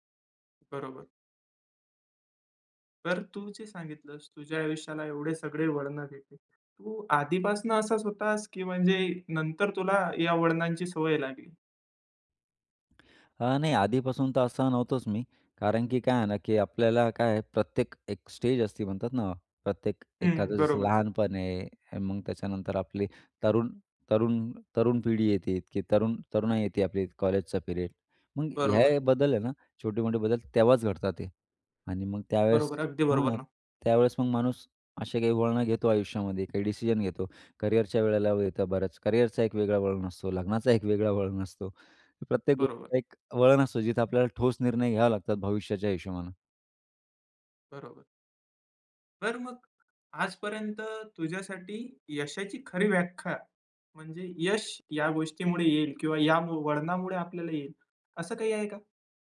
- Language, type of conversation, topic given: Marathi, podcast, तुझ्या आयुष्यातला एक मोठा वळण कोणता होता?
- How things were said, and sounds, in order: tapping; other background noise